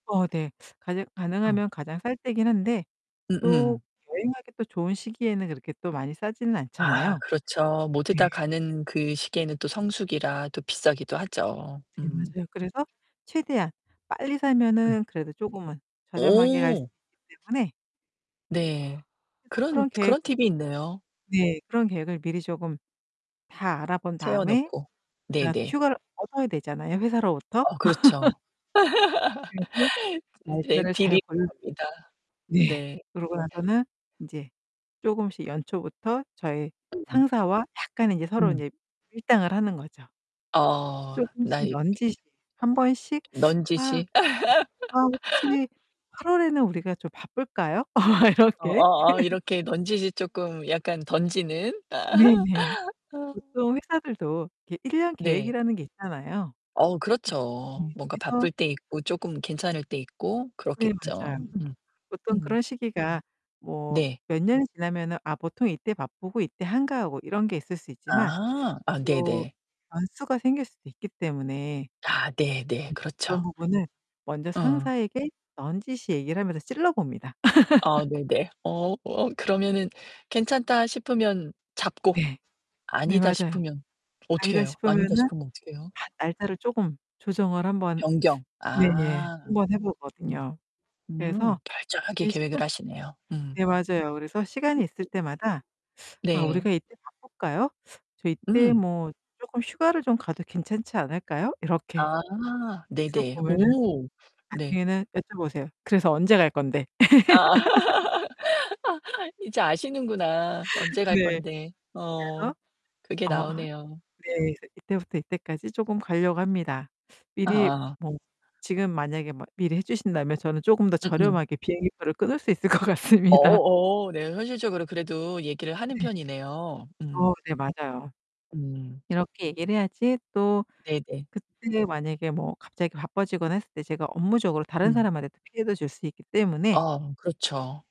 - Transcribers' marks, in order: distorted speech; teeth sucking; other background noise; static; surprised: "오"; laugh; unintelligible speech; teeth sucking; laugh; laugh; laughing while speaking: "이렇게"; laugh; tapping; laugh; teeth sucking; other noise; teeth sucking; teeth sucking; laugh; teeth sucking; laughing while speaking: "있을 것 같습니다"; mechanical hum
- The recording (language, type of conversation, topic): Korean, podcast, 휴가를 정말 알차게 보내는 방법이 있을까요?